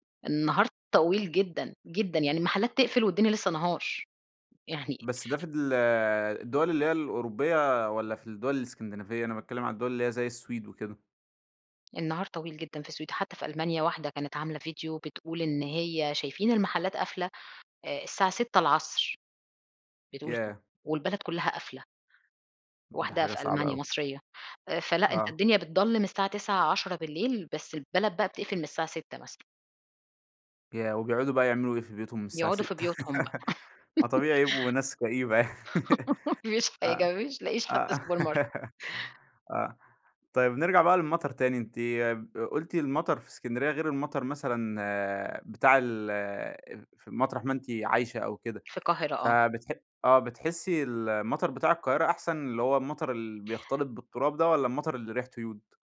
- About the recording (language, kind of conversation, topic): Arabic, podcast, إيه إحساسك أول ما تشم ريحة المطر في أول نزلة؟
- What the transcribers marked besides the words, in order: laugh; laughing while speaking: "ما فيش حاجة، ما فيش ما تلقِّيش حتى supermarket"; laugh; in English: "supermarket"; laugh; unintelligible speech